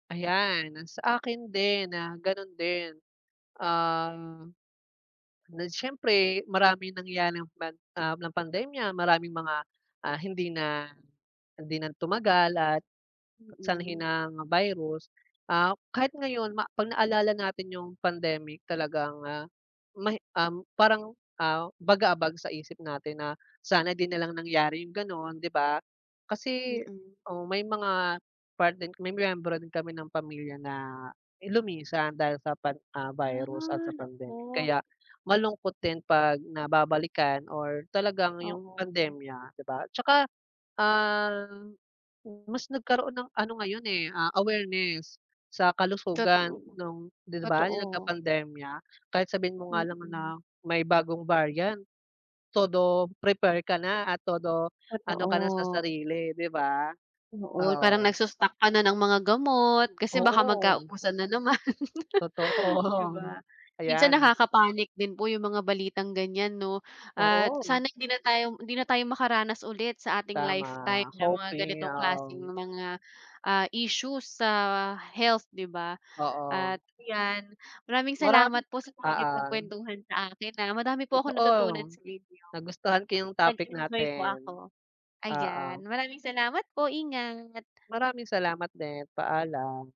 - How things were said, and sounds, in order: laugh
- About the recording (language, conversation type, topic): Filipino, unstructured, Paano nakaaapekto ang pandemya sa trabaho ng mga tao?